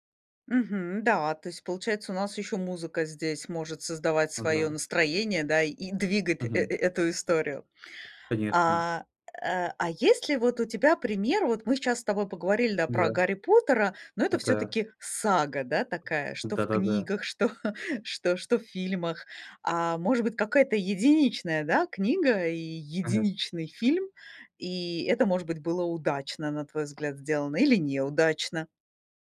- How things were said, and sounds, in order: other background noise; chuckle; tapping
- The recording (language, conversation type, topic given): Russian, podcast, Как адаптировать книгу в хороший фильм без потери сути?